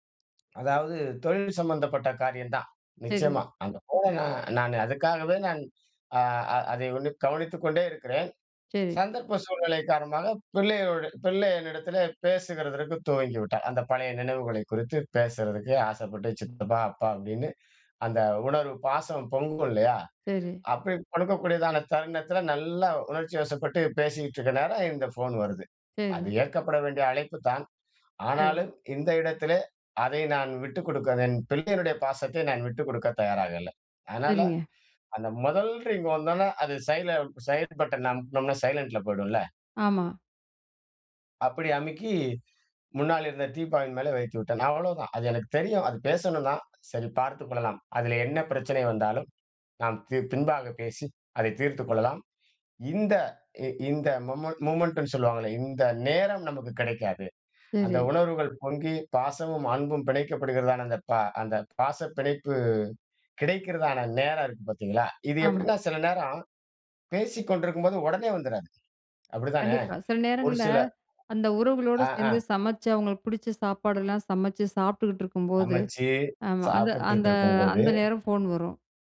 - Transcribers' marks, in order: "அது" said as "அந்த"; other background noise
- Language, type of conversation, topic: Tamil, podcast, அன்புள்ள உறவுகளுடன் நேரம் செலவிடும் போது கைபேசி இடைஞ்சலை எப்படித் தவிர்ப்பது?